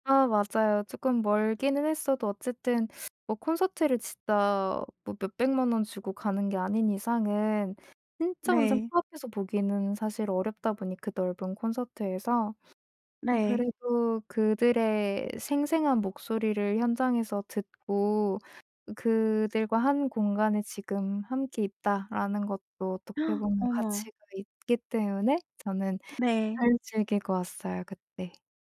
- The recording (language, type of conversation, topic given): Korean, podcast, 가장 기억에 남는 콘서트는 어땠어?
- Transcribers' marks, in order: tapping; gasp